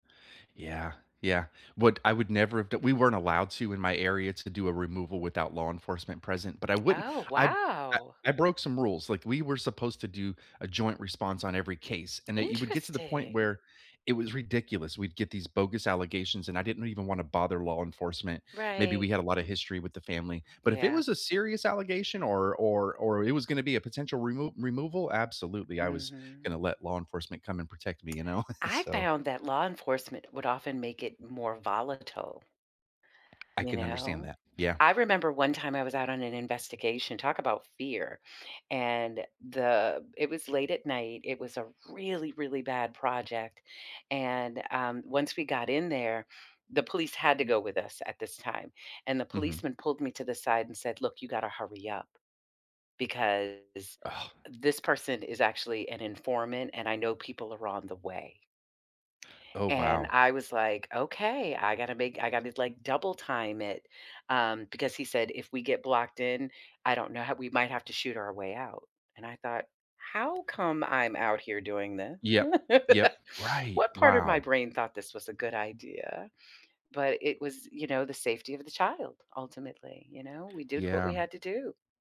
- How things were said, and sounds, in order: tapping; other background noise; stressed: "really"; laugh
- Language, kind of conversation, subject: English, unstructured, What role does fear play in blocking your progress?
- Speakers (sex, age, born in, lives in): female, 60-64, United States, United States; male, 45-49, United States, United States